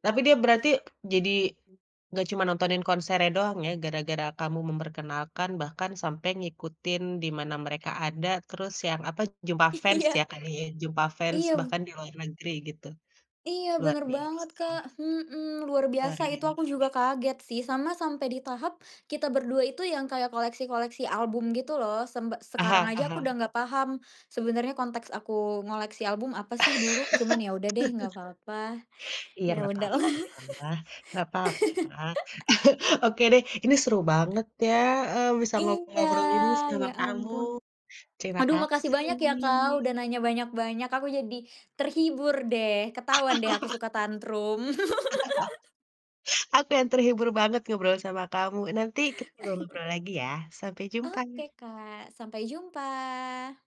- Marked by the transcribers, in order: tapping; other background noise; laughing while speaking: "Iya"; laugh; laughing while speaking: "udahlah"; chuckle; drawn out: "kasih"; laugh; chuckle; laugh; chuckle
- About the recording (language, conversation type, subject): Indonesian, podcast, Mengapa kegiatan ini penting untuk kebahagiaanmu?